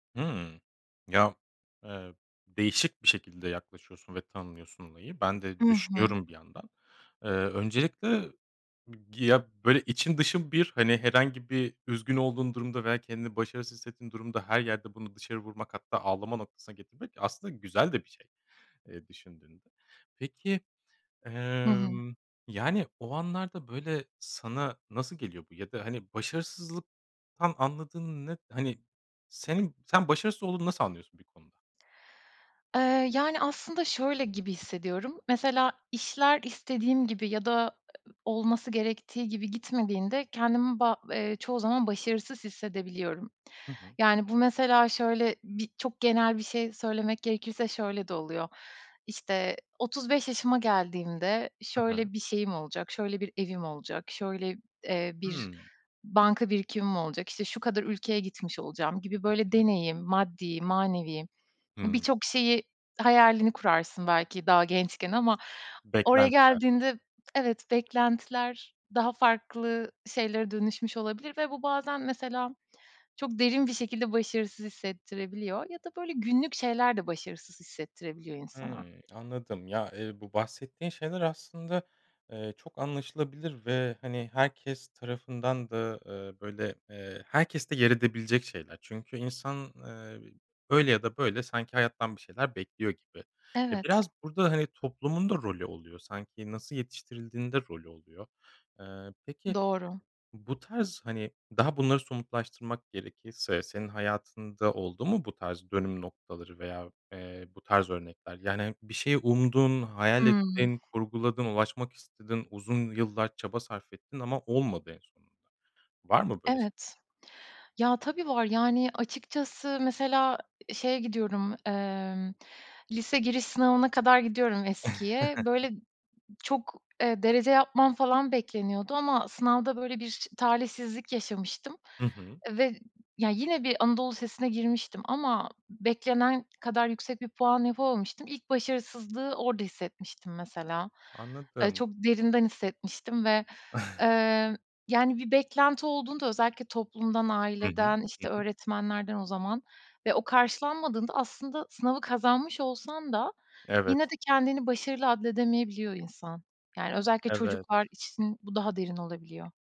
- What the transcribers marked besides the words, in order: other background noise; tapping; unintelligible speech; chuckle; chuckle
- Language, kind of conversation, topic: Turkish, podcast, Başarısızlıktan sonra nasıl toparlanırsın?